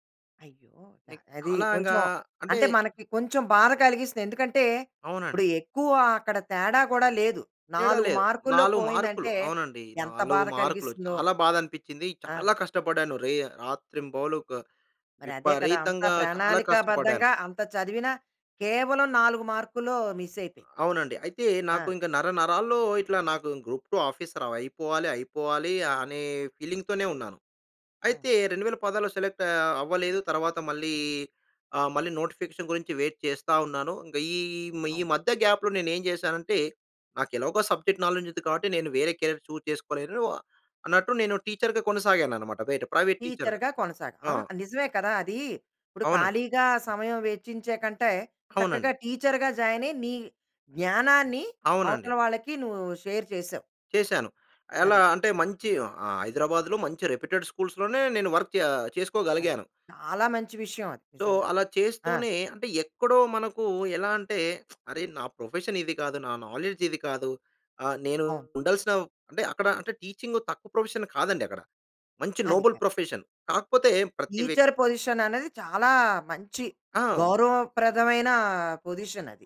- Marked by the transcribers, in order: other background noise; in English: "మిస్"; in English: "ఆఫీసర్"; in English: "ఫీలింగ్‌తోనే"; in English: "సెలెక్ట్"; in English: "నోటిఫికేషన్"; in English: "వెయిట్"; in English: "గాప్‌లో"; in English: "సబ్జెక్ట్ నాలెడ్జ్"; in English: "కెరీర్ చూస్"; in English: "టీచర్‌గా"; in English: "టీచర్‌గా"; in English: "ప్రైవేట్ టీచర్‌గా"; in English: "టీచర్‌గా జాయిన్"; in English: "షేర్"; in English: "రెప్యుటెడ్ స్కూల్స్‌లోనే"; in English: "వర్క్"; in English: "సో"; in English: "ప్రొఫెషన్"; in English: "నాలెడ్జ్"; in English: "టీచింగ్"; in English: "ప్రొఫెషన్"; in English: "నోబుల్ ప్రొఫెషన్"; in English: "టీచర్ పొజిషన్"; in English: "పొజిషన్"
- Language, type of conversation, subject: Telugu, podcast, నీ జీవితంలో నువ్వు ఎక్కువగా పశ్చాత్తాపపడే నిర్ణయం ఏది?